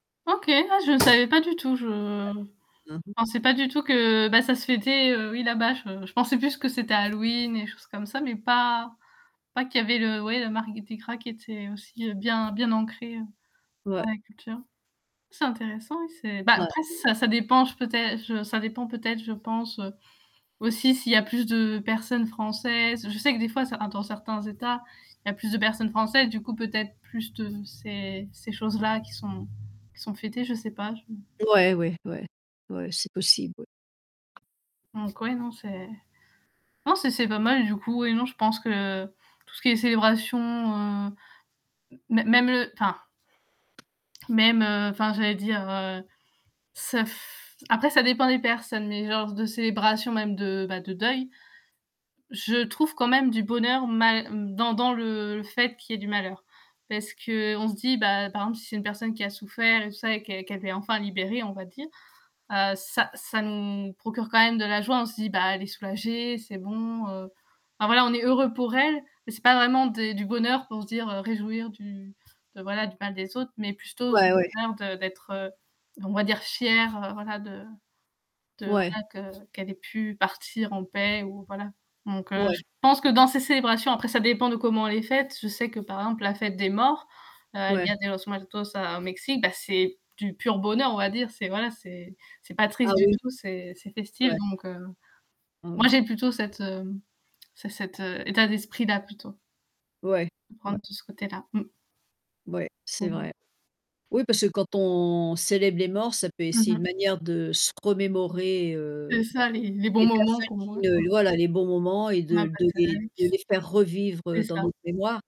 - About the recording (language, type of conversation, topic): French, unstructured, Comment les fêtes ou les célébrations peuvent-elles créer du bonheur ?
- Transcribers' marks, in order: static; tapping; distorted speech; other background noise; put-on voice: "El dia de los muertos"; unintelligible speech